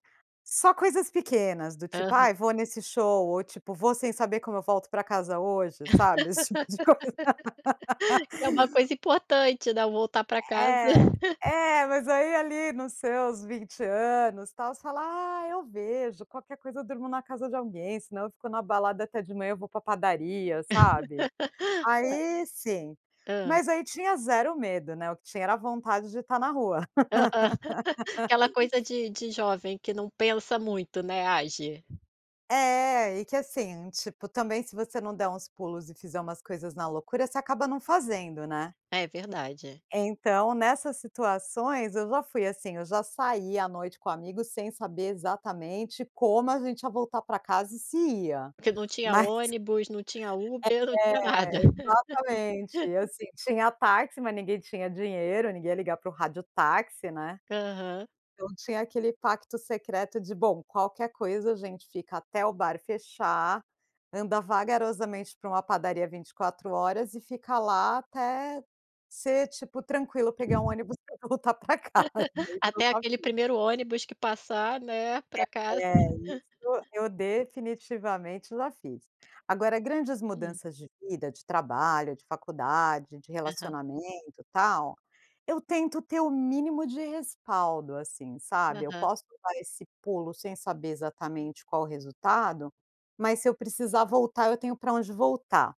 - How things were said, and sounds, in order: laugh; laugh; laugh; laugh; laugh; laugh; laugh; laugh; tapping
- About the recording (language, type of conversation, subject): Portuguese, podcast, Como você lida com o medo quando decide mudar?